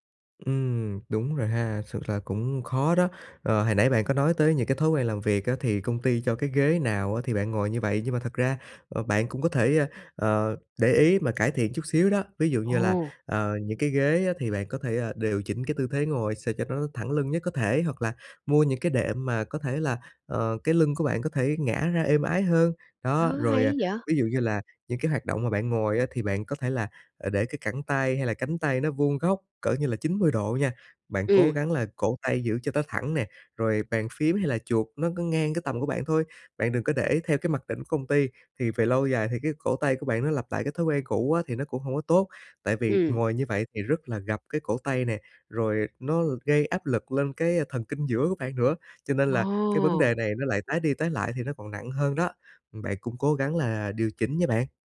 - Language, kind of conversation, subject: Vietnamese, advice, Sau khi nhận chẩn đoán bệnh mới, tôi nên làm gì để bớt lo lắng về sức khỏe và lên kế hoạch cho cuộc sống?
- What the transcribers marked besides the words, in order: none